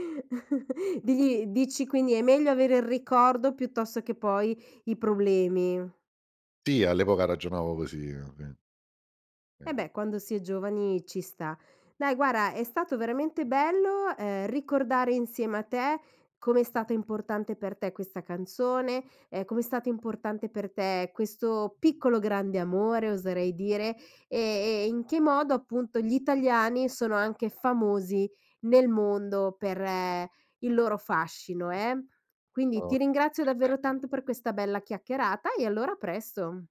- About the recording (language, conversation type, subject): Italian, podcast, Hai una canzone che ti ricorda un amore passato?
- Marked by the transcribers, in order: chuckle; unintelligible speech; unintelligible speech; "guarda" said as "guara"; other noise